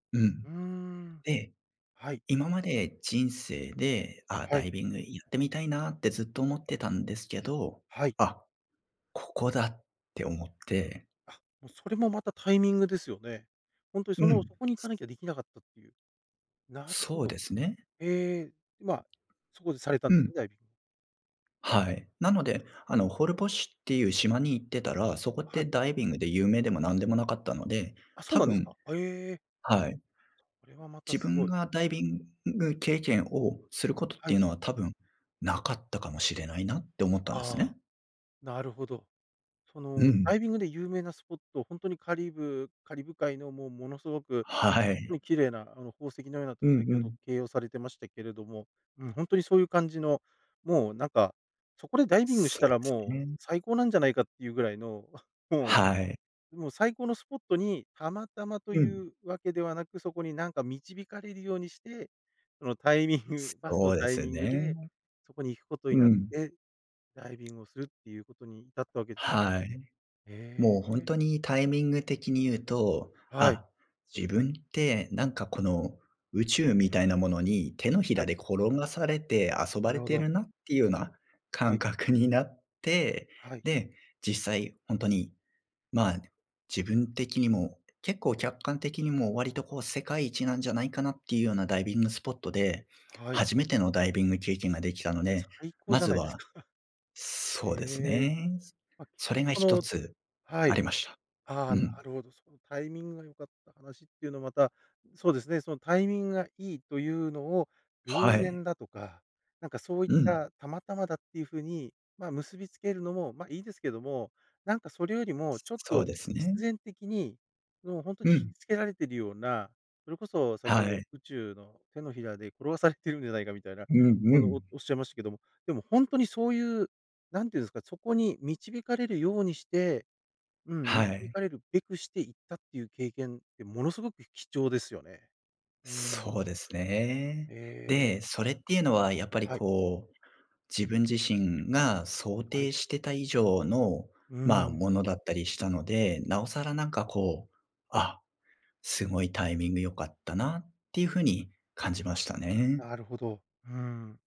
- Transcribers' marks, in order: other noise; chuckle; chuckle
- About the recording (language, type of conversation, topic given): Japanese, podcast, これまでに「タイミングが最高だった」と感じた経験を教えてくれますか？